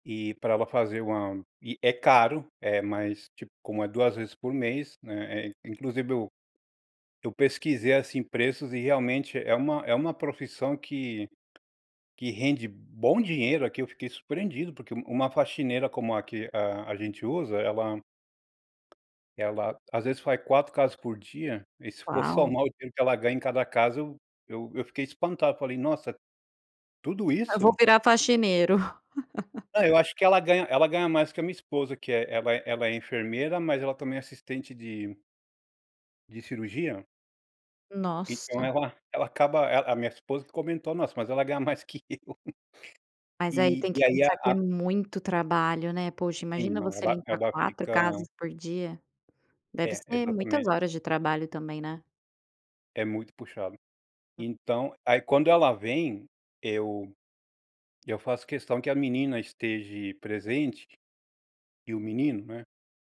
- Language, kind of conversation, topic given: Portuguese, podcast, Como vocês dividem as tarefas domésticas entre pessoas de idades diferentes?
- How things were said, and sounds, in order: tapping; laugh; laughing while speaking: "que eu"